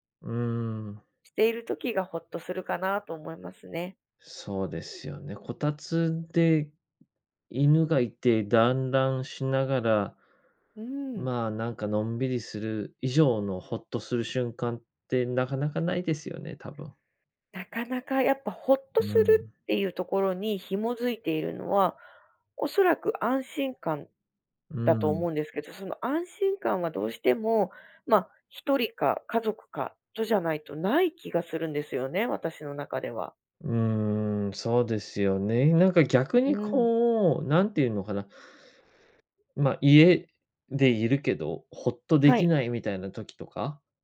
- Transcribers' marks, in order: none
- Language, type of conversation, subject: Japanese, podcast, 夜、家でほっとする瞬間はいつですか？